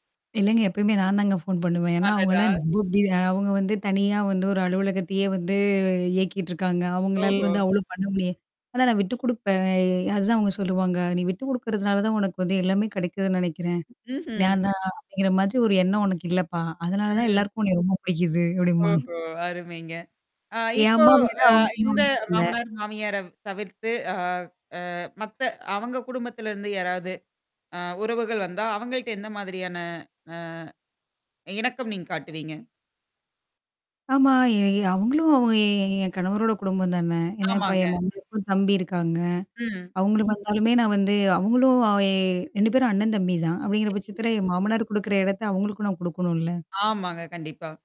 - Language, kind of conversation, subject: Tamil, podcast, உங்கள் துணையின் குடும்பத்துடன் உள்ள உறவுகளை நீங்கள் எவ்வாறு நிர்வகிப்பீர்கள்?
- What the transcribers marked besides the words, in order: static; in English: "ஃபோன்"; unintelligible speech; distorted speech; unintelligible speech; in English: "மம்மிக்கும்"